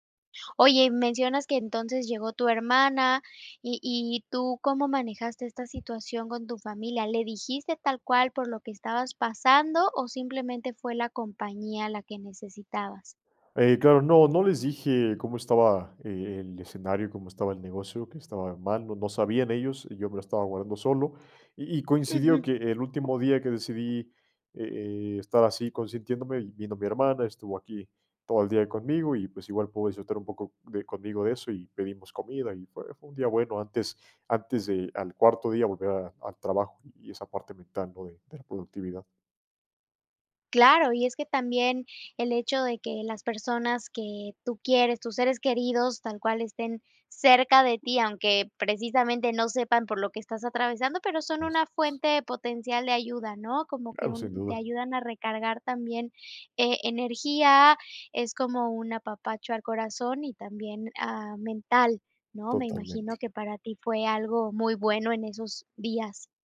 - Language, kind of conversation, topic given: Spanish, podcast, ¿Qué técnicas usas para salir de un bloqueo mental?
- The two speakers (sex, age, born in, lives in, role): female, 35-39, Mexico, Germany, host; male, 25-29, Mexico, Mexico, guest
- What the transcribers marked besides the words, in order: tapping; unintelligible speech